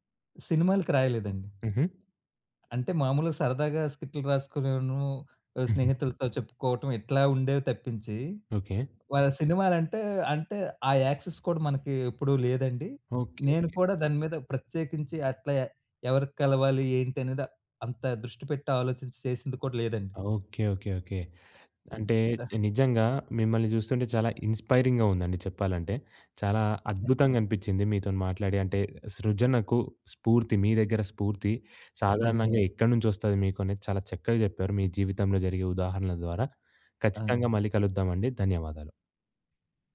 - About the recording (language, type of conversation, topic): Telugu, podcast, సృజనకు స్ఫూర్తి సాధారణంగా ఎక్కడ నుంచి వస్తుంది?
- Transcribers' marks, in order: in English: "యాక్సెస్"; other background noise; in English: "ఇన్స్పైరింగ్‌గా"